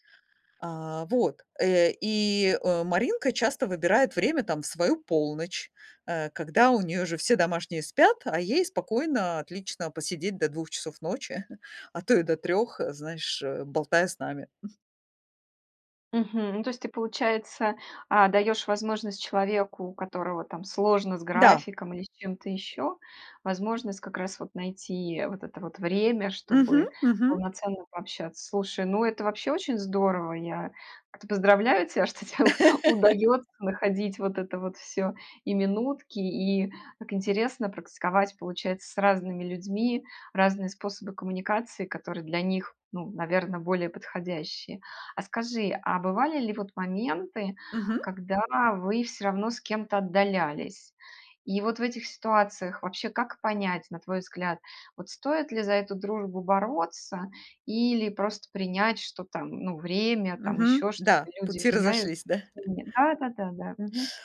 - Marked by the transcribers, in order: chuckle; chuckle; chuckle; laughing while speaking: "что те"; chuckle
- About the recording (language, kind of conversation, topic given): Russian, podcast, Как ты поддерживаешь старые дружеские отношения на расстоянии?